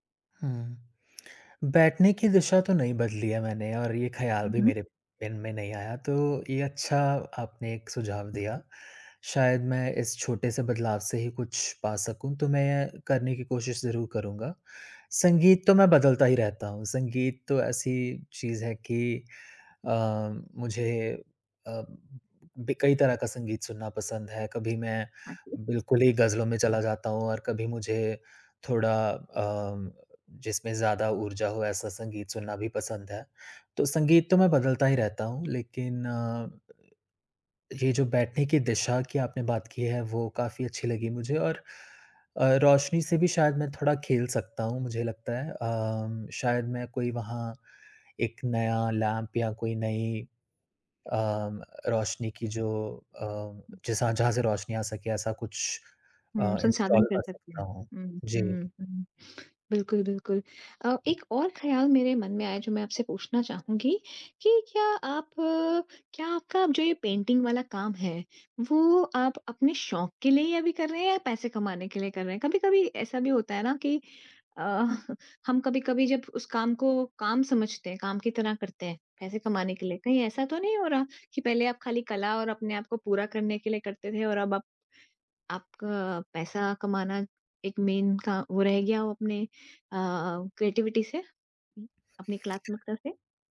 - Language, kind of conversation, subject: Hindi, advice, परिचित माहौल में निरंतर ऊब महसूस होने पर नए विचार कैसे लाएँ?
- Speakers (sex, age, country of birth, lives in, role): female, 40-44, India, Netherlands, advisor; male, 30-34, India, India, user
- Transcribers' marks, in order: lip smack; tapping; other background noise; in English: "लैंप"; in English: "इंस्टॉल"; in English: "पेंटिंग"; chuckle; in English: "मेन"; in English: "क्रिएटिविटी"